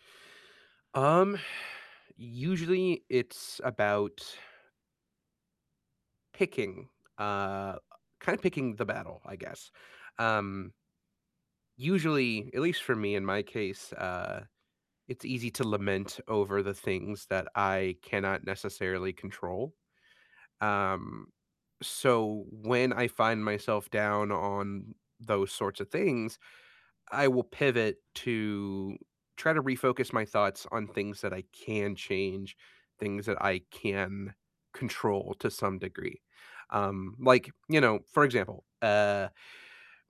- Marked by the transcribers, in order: exhale
- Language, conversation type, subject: English, unstructured, How are you really feeling today, and how can we support each other?